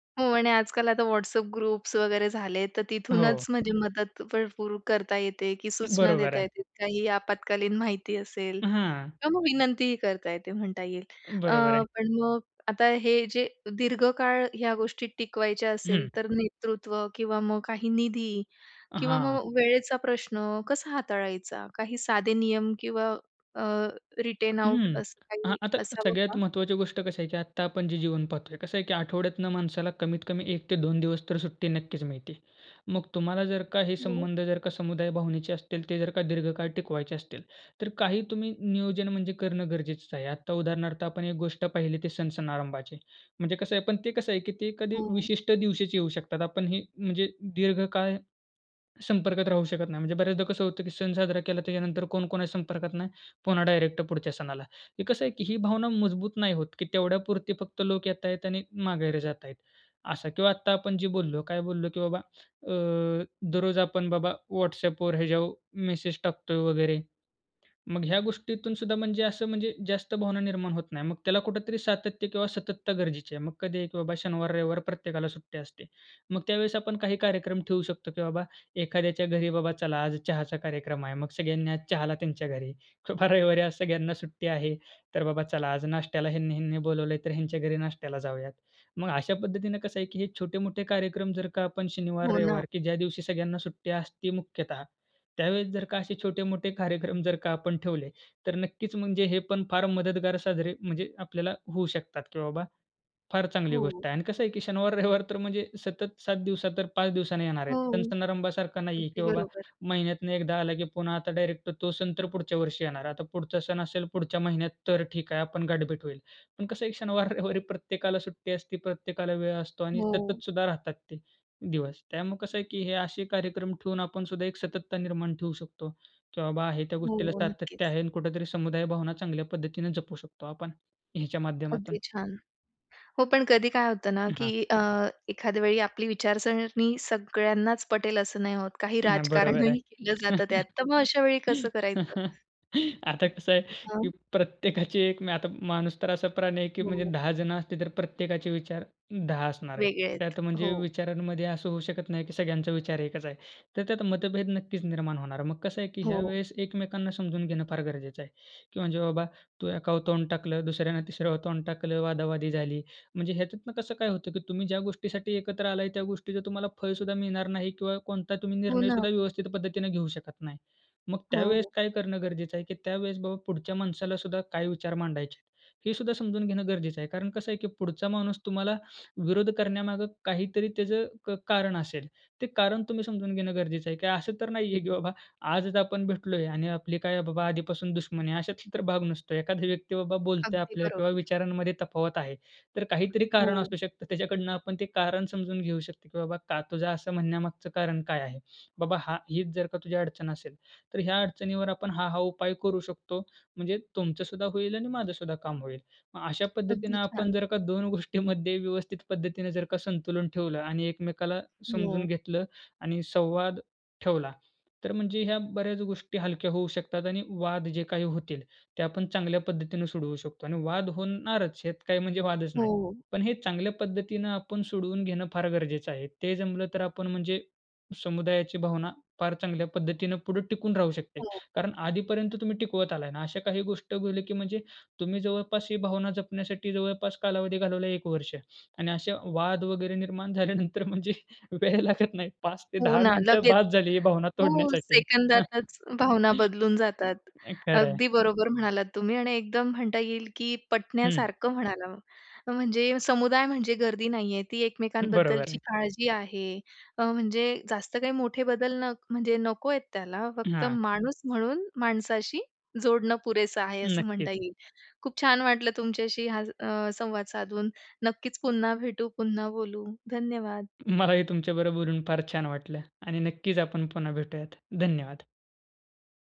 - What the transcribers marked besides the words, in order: other noise; in English: "ग्रुप्स"; in English: "रिटेन आऊट"; tapping; laughing while speaking: "किंवा रविवारी"; laughing while speaking: "शनिवार, रविवार"; laughing while speaking: "शनिवार, रविवार"; chuckle; laughing while speaking: "केलं जातं त्यात"; other background noise; chuckle; laughing while speaking: "आता कसं आहे, की प्रत्येकाची एक"; laughing while speaking: "म्हणजे वेळ लागत नाही पाच … ही भावना तोडण्यासाठी"; chuckle; chuckle
- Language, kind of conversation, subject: Marathi, podcast, आपल्या गावात किंवा परिसरात समुदायाची भावना जपण्याचे सोपे मार्ग कोणते आहेत?